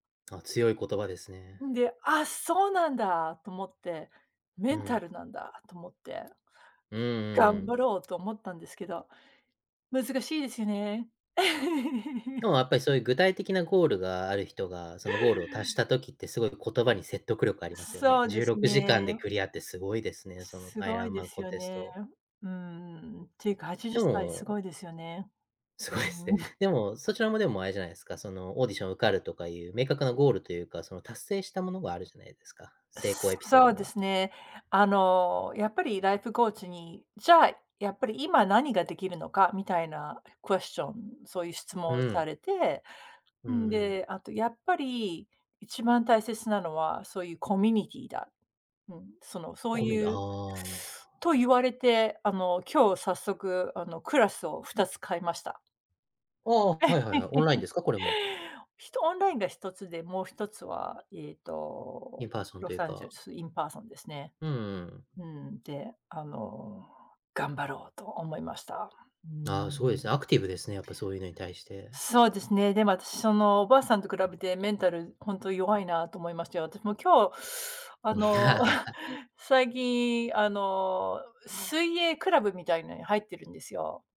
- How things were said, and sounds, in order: laugh; chuckle; other background noise; tapping; chuckle; laugh; chuckle
- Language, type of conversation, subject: Japanese, podcast, 行き詰まったと感じたとき、どのように乗り越えますか？
- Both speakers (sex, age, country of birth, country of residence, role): female, 40-44, United States, United States, guest; male, 30-34, United States, United States, host